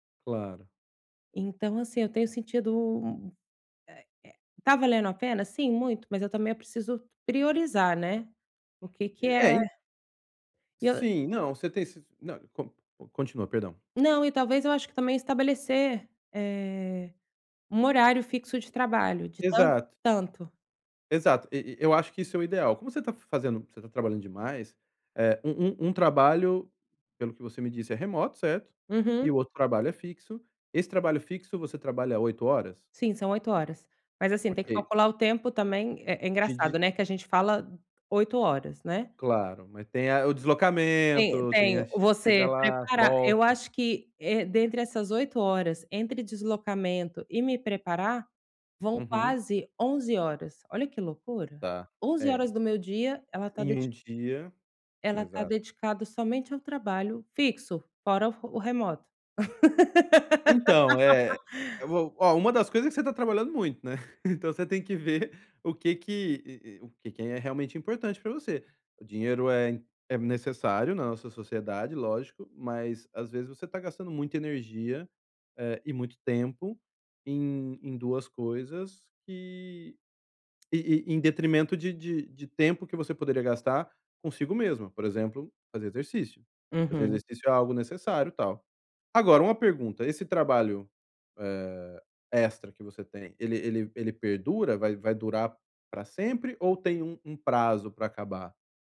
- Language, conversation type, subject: Portuguese, advice, Como decido o que fazer primeiro no meu dia?
- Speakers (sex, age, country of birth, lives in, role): female, 35-39, Brazil, Spain, user; male, 45-49, Brazil, Spain, advisor
- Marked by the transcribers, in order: tapping; other background noise; laugh; chuckle